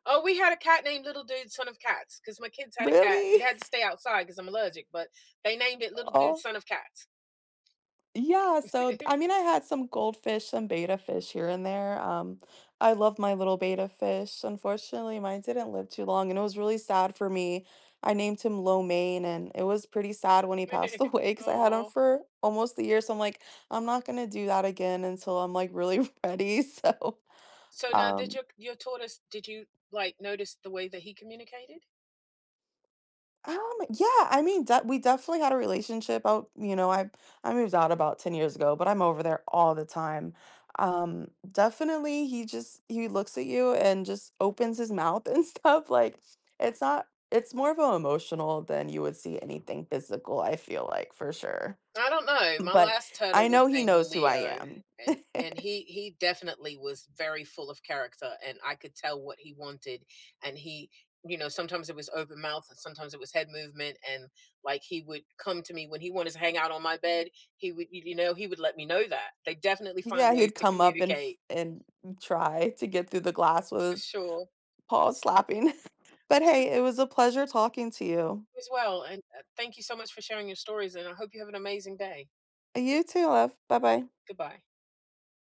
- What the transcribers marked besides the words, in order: tapping; chuckle; other background noise; chuckle; chuckle; laughing while speaking: "away"; chuckle; laughing while speaking: "so"; laughing while speaking: "and stuff"; chuckle; chuckle
- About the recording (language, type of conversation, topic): English, unstructured, How do animals communicate without words?
- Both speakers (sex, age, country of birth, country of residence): female, 30-34, United States, United States; female, 50-54, United States, United States